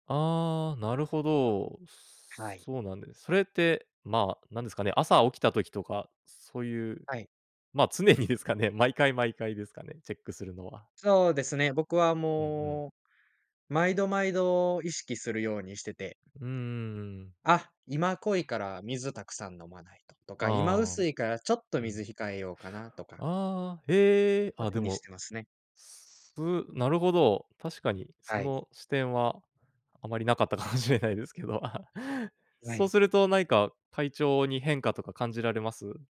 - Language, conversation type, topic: Japanese, podcast, 普段、体の声をどのように聞いていますか？
- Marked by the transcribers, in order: laughing while speaking: "常にですかね"; laughing while speaking: "かもしれないですけど"; chuckle